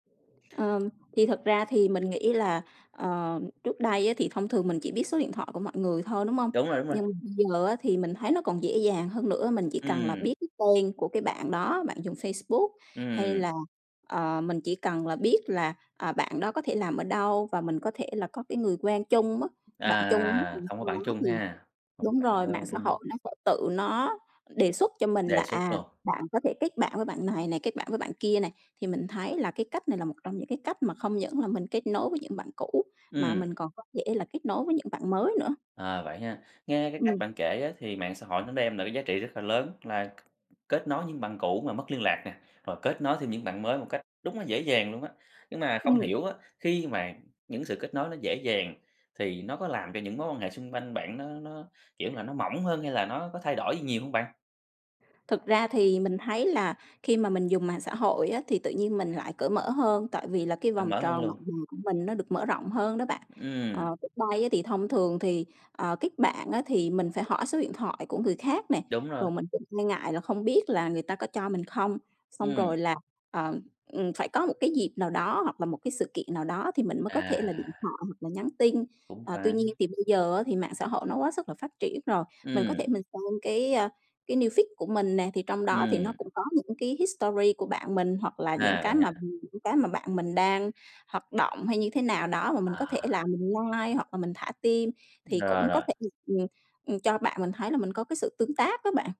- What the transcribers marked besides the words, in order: other background noise; tapping; in English: "news feed"; in English: "history"; in English: "like"
- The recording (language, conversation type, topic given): Vietnamese, podcast, Mạng xã hội đã thay đổi cách chúng ta kết nối với nhau như thế nào?